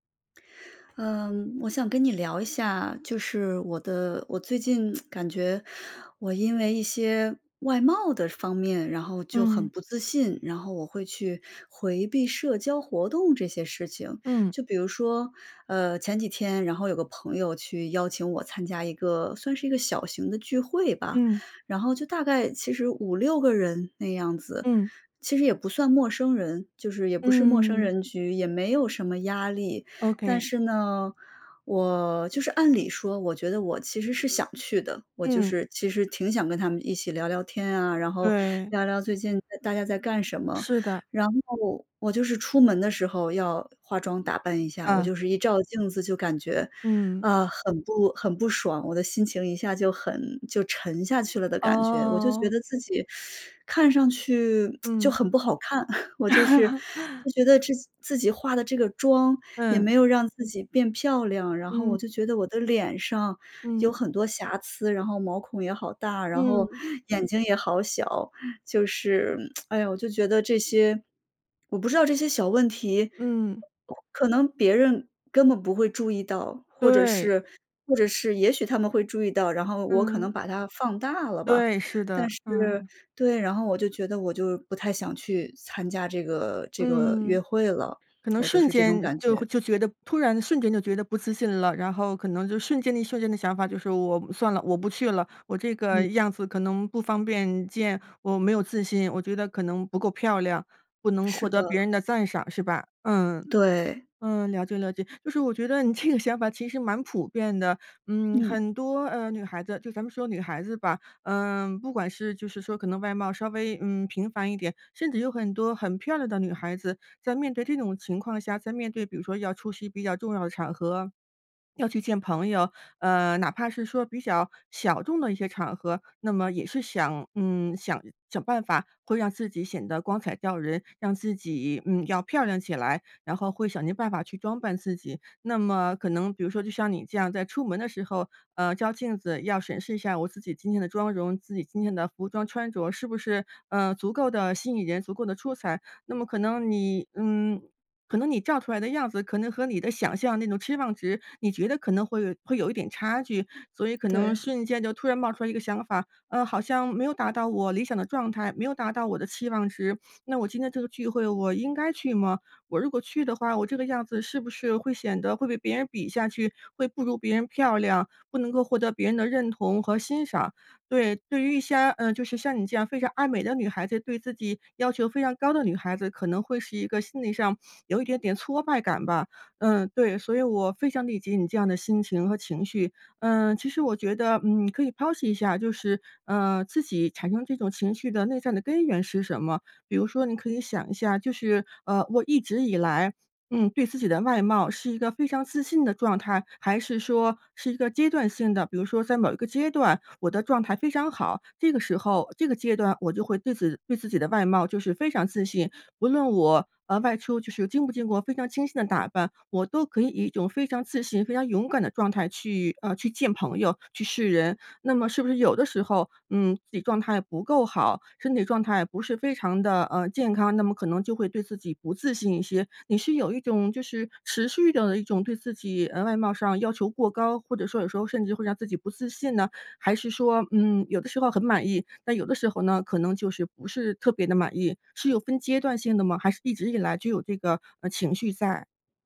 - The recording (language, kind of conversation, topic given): Chinese, advice, 你是否因为对外貌缺乏自信而回避社交活动？
- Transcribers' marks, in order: tsk; teeth sucking; tsk; chuckle; tsk; other noise; laughing while speaking: "这个想法"